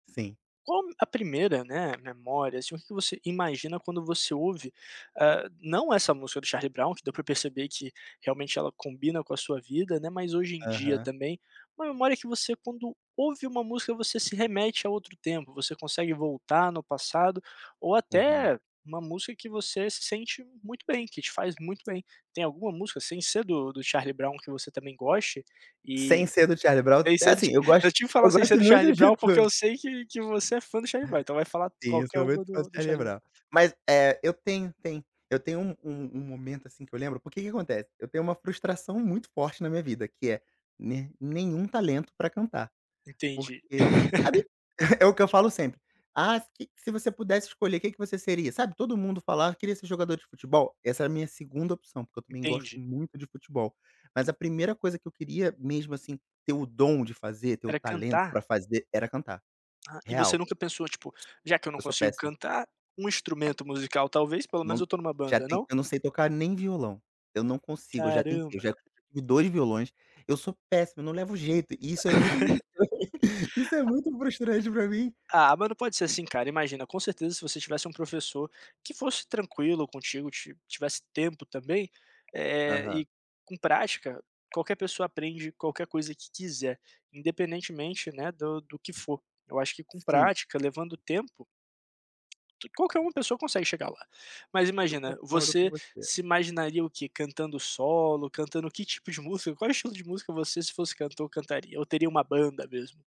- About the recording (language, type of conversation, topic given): Portuguese, podcast, Que papel a música tem nas suas memórias mais marcantes?
- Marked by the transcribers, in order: tapping; laugh; laugh; chuckle; other background noise